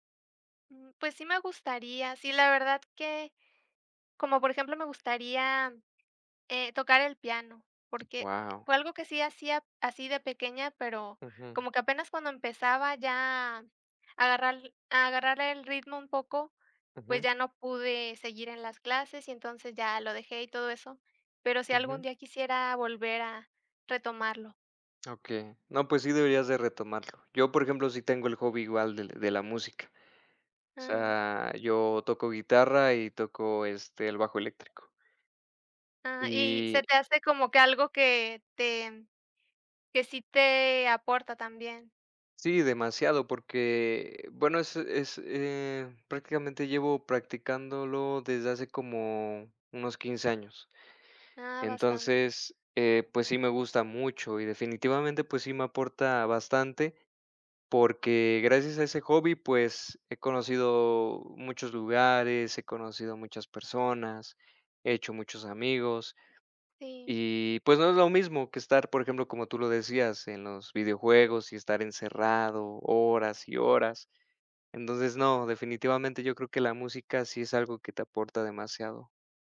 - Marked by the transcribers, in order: tapping; other background noise
- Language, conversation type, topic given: Spanish, unstructured, ¿Crees que algunos pasatiempos son una pérdida de tiempo?